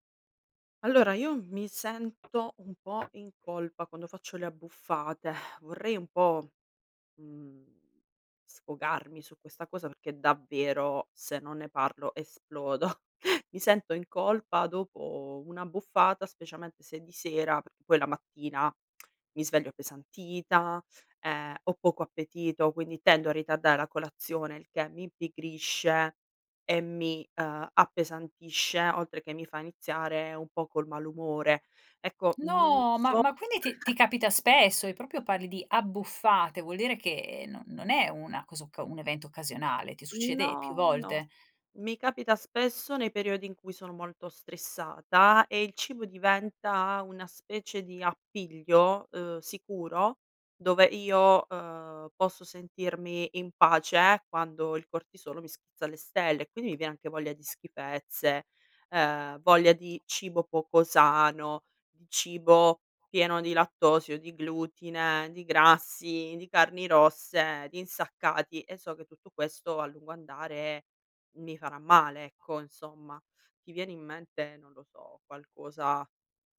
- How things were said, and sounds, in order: tapping; exhale; stressed: "davvero"; chuckle; lip smack; other background noise; chuckle
- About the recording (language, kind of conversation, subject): Italian, advice, Come posso gestire il senso di colpa dopo un’abbuffata occasionale?